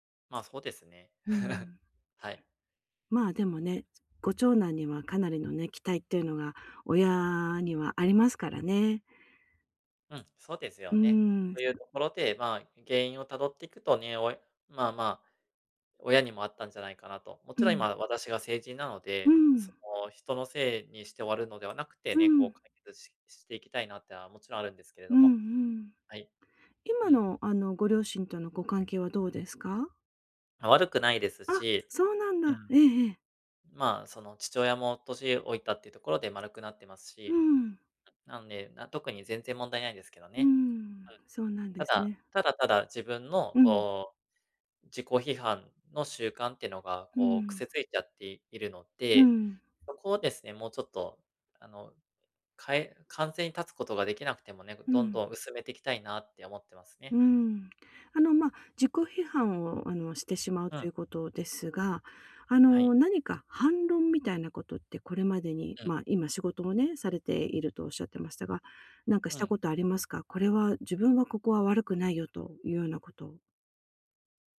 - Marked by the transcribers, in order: chuckle; other background noise; unintelligible speech; tapping; unintelligible speech
- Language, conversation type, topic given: Japanese, advice, 自己批判の癖をやめるにはどうすればいいですか？